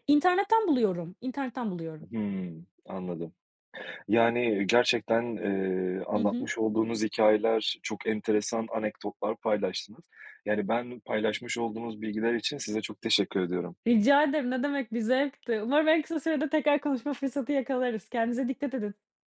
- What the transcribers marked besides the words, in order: other background noise
- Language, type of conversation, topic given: Turkish, podcast, Senin için gerçek bir konfor yemeği nedir?